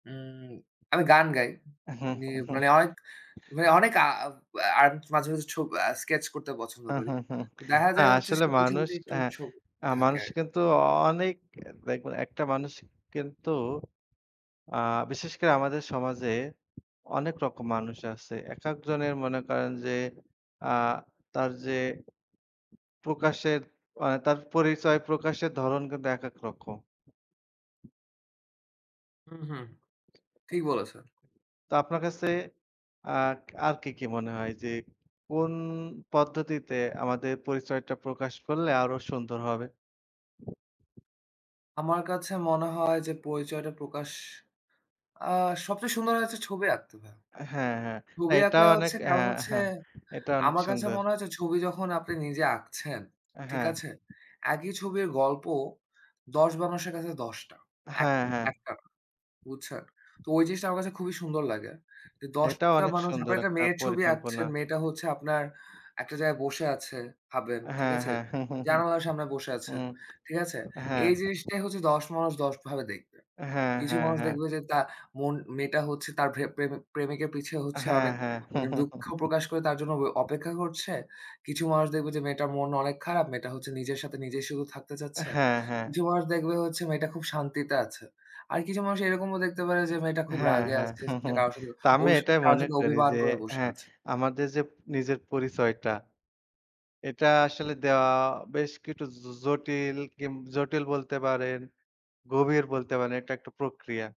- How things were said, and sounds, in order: chuckle; other background noise; tapping; chuckle; chuckle; chuckle; "কিছু" said as "কিটু"
- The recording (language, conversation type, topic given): Bengali, unstructured, আপনি কোন উপায়ে নিজের পরিচয় প্রকাশ করতে সবচেয়ে স্বাচ্ছন্দ্যবোধ করেন?